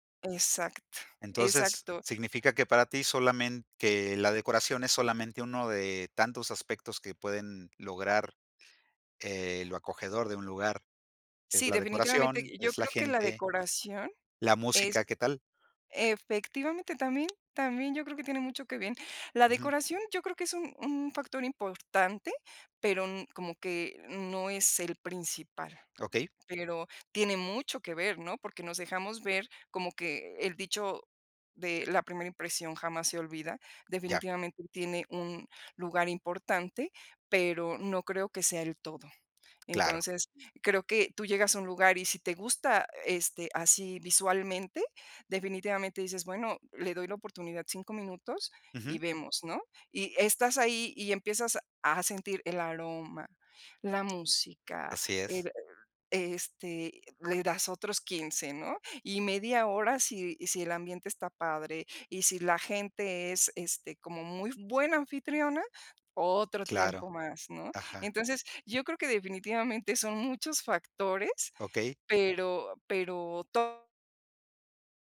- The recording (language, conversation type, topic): Spanish, podcast, ¿Qué haces para que tu hogar se sienta acogedor?
- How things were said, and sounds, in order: other background noise; tapping; other noise